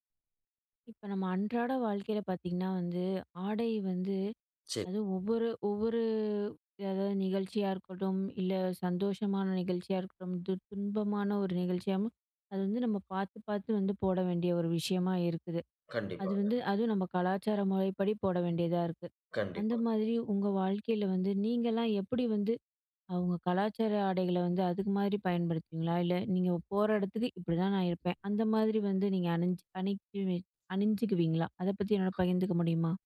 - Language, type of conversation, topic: Tamil, podcast, தங்கள் பாரம்பரிய உடைகளை நீங்கள் எப்படிப் பருவத்துக்கும் சந்தர்ப்பத்துக்கும் ஏற்றபடி அணிகிறீர்கள்?
- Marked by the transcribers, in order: tapping; other background noise